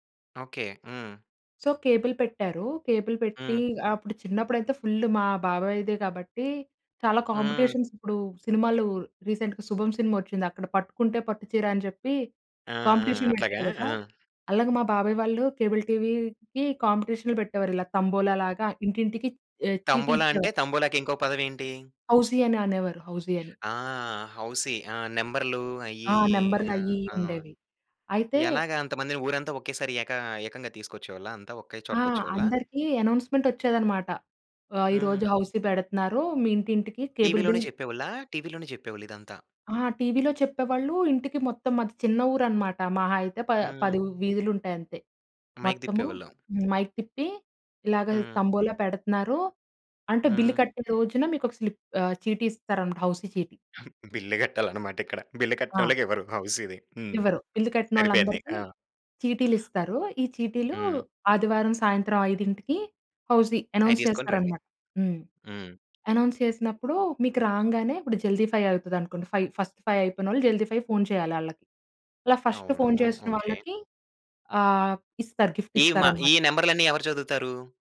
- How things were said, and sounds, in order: in English: "సో, కేబుల్"; in English: "కేబుల్"; in English: "ఫుల్"; in English: "కాంపిటీషన్స్"; in English: "రీసెంట్‍గా"; in English: "కాంపిటీషన్"; in English: "కేబుల్ టీవీకి"; other background noise; in English: "హౌసీ"; in English: "హౌసీ"; in English: "అనౌన్స్‌మెంట్"; in English: "హౌసీ"; in English: "కేబుల్ బిల్"; in English: "మైక్"; in English: "మైక్"; in English: "స్లిప్"; in English: "హౌసీ"; chuckle; in English: "బిల్"; in English: "బిల్"; in English: "హౌసీ అనౌన్స్"; in English: "అనౌన్స్"; tapping; in Hindi: "జల్దీ"; in English: "ఫైవ్"; in English: "ఫైవ్ ఫస్ట్ ఫైవ్"; in Hindi: "జల్దీ"; in English: "ఫైవ్"; in English: "ఫస్ట్"; in English: "గిఫ్ట్"
- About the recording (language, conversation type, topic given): Telugu, podcast, స్ట్రీమింగ్ సేవలు కేబుల్ టీవీకన్నా మీకు బాగా నచ్చేవి ఏవి, ఎందుకు?